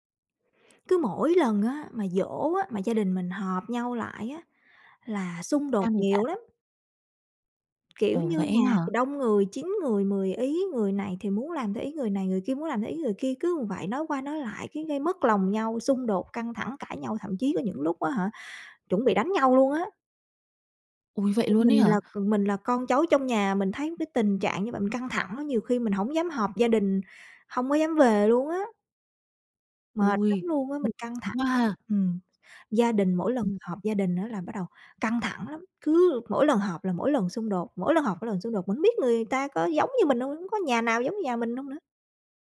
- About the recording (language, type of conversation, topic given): Vietnamese, advice, Xung đột gia đình khiến bạn căng thẳng kéo dài như thế nào?
- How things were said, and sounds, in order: other background noise; tapping; unintelligible speech